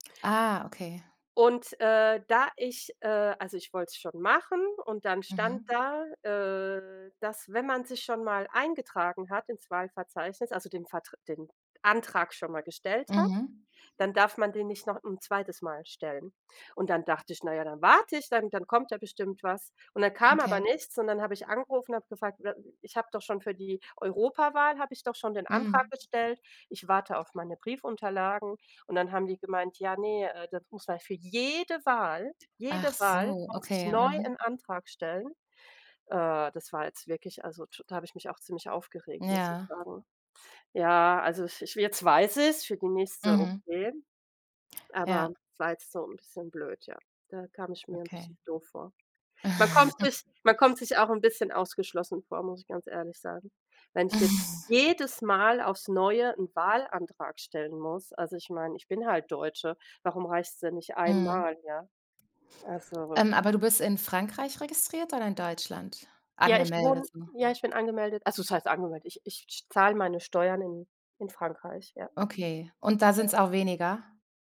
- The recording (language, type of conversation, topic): German, unstructured, Wie bist du auf Reisen mit unerwarteten Rückschlägen umgegangen?
- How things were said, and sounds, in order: stressed: "warte"; stressed: "jede"; chuckle; chuckle; stressed: "jedes Mal"